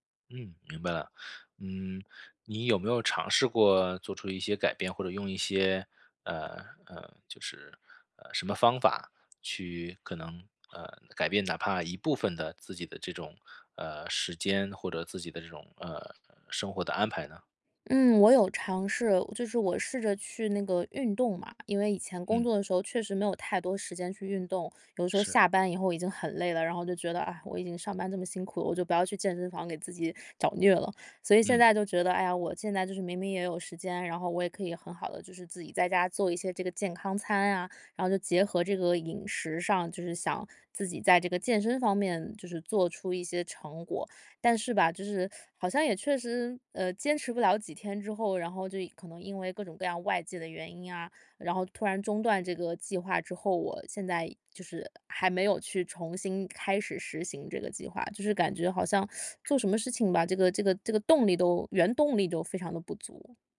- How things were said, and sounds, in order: teeth sucking; other background noise
- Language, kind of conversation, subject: Chinese, advice, 假期里如何有效放松并恢复精力？